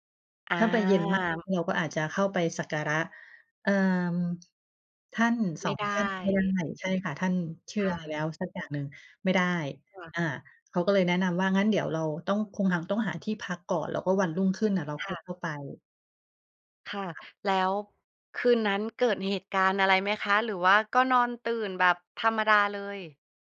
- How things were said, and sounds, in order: other background noise
- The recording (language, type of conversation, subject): Thai, podcast, มีสถานที่ไหนที่มีความหมายทางจิตวิญญาณสำหรับคุณไหม?